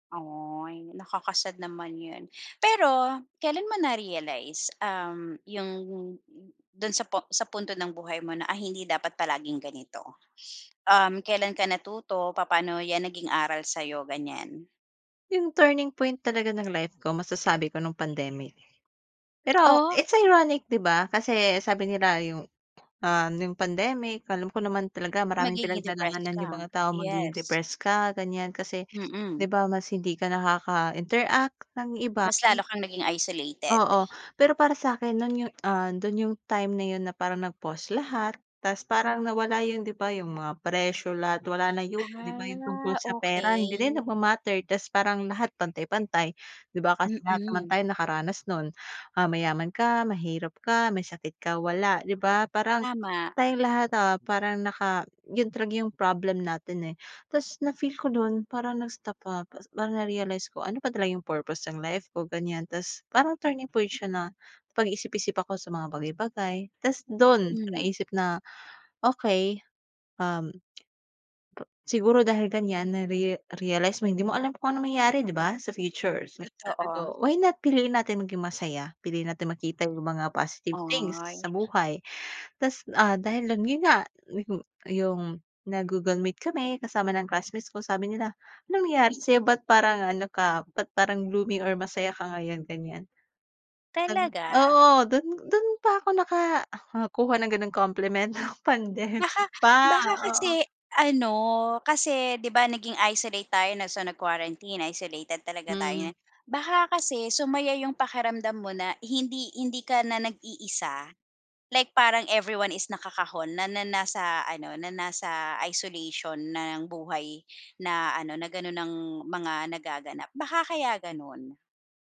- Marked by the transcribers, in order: bird; other background noise; tapping; chuckle
- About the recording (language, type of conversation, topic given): Filipino, podcast, Ano ang pinakamahalagang aral na natutunan mo sa buhay?